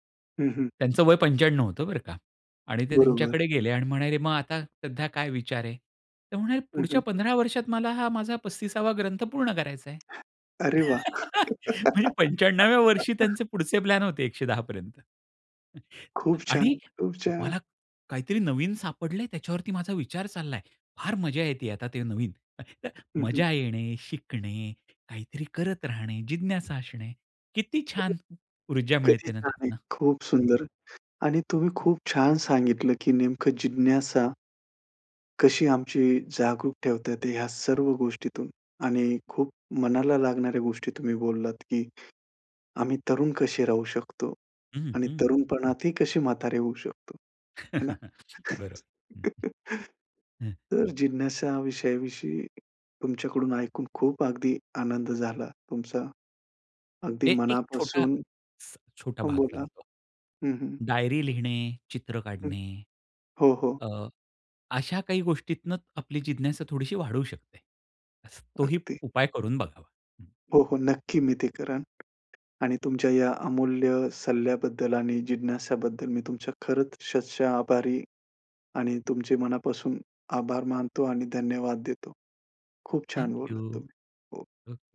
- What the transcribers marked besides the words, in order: tapping; laugh; chuckle; unintelligible speech; other background noise; chuckle; chuckle; other noise
- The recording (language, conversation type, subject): Marathi, podcast, तुमची जिज्ञासा कायम जागृत कशी ठेवता?